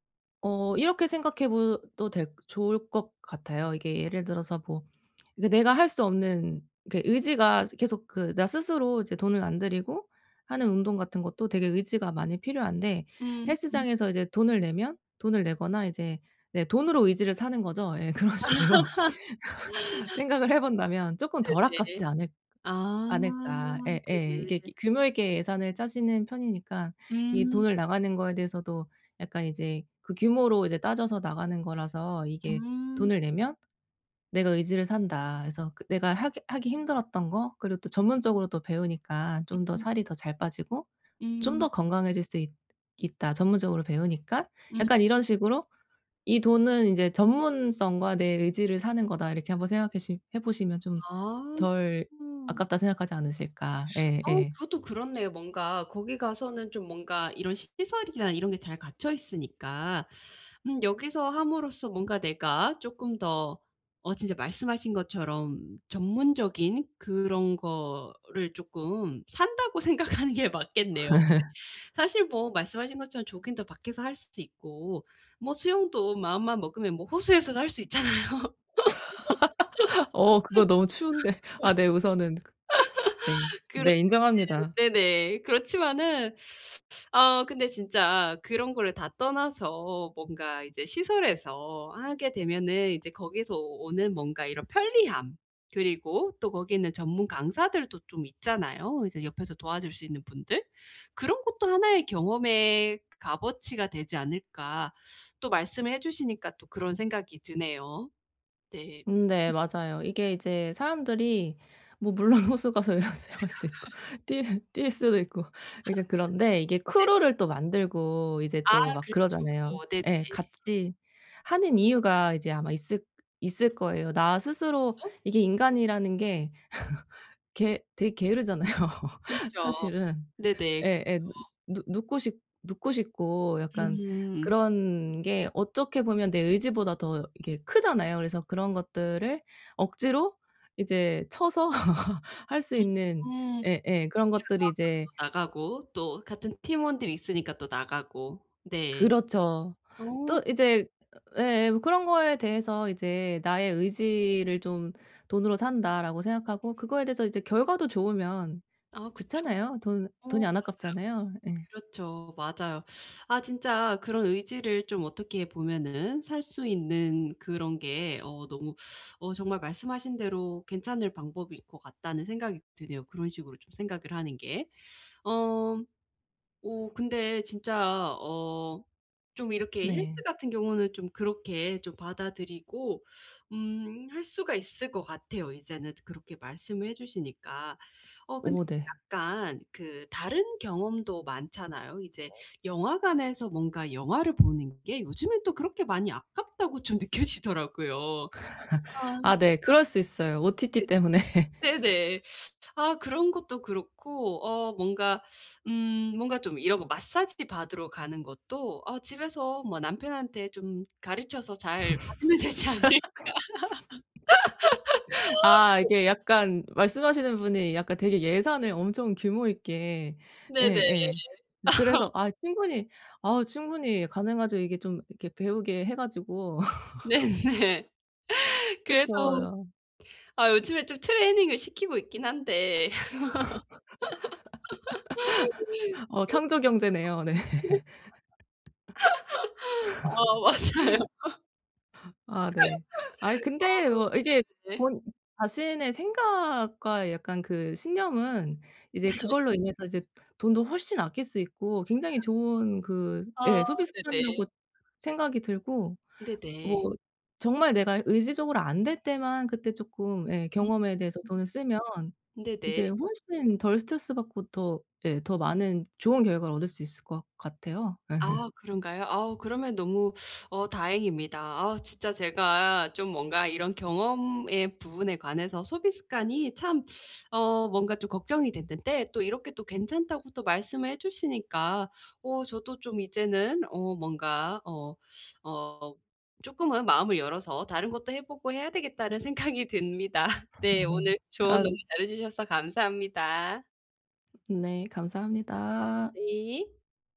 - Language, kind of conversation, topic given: Korean, advice, 물건보다 경험을 우선하는 소비습관
- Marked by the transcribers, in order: other background noise; tapping; laughing while speaking: "아"; laughing while speaking: "그런 식으로"; laugh; laughing while speaking: "생각하는 게"; laugh; laugh; laugh; laughing while speaking: "물론 호수가서 이런 수영할 수 있고 뛰 뛸 수도 있고"; laugh; in English: "크루를"; laugh; laugh; laughing while speaking: "좀 느껴지더라고요"; laugh; in English: "OTT"; laugh; laugh; laughing while speaking: "받으면 되지 않을까.'"; laugh; laugh; laughing while speaking: "네네"; laugh; laugh; laugh; laugh; laughing while speaking: "아 맞아요"; laugh; laugh